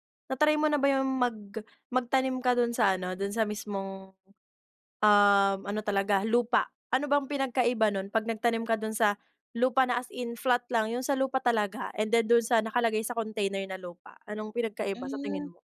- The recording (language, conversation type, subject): Filipino, podcast, Paano ka magsisimulang magtanim kahit maliit lang ang espasyo sa bahay?
- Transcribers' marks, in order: none